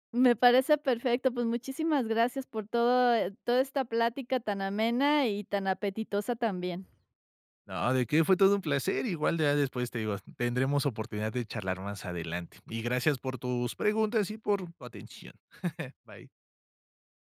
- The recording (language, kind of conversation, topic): Spanish, podcast, Cómo empezaste a hacer pan en casa y qué aprendiste
- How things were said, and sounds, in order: chuckle